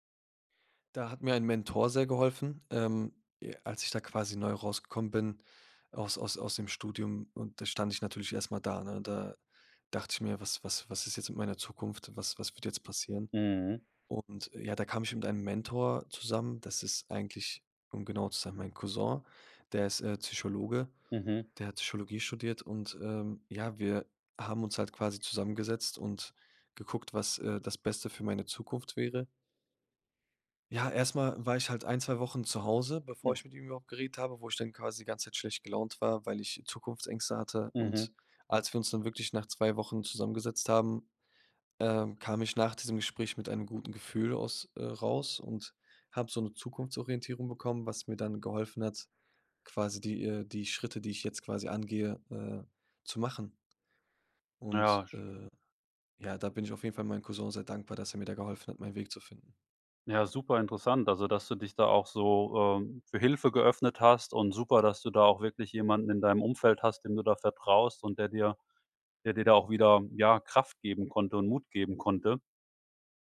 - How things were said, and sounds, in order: none
- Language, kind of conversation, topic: German, podcast, Was inspiriert dich beim kreativen Arbeiten?